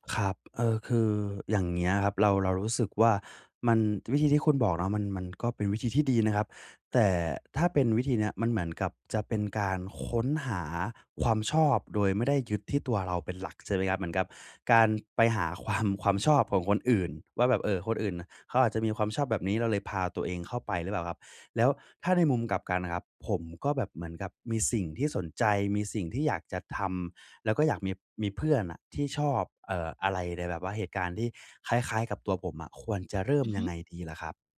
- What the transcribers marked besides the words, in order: laughing while speaking: "ความ"
- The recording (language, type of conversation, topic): Thai, advice, ฉันจะหาเพื่อนที่มีความสนใจคล้ายกันได้อย่างไรบ้าง?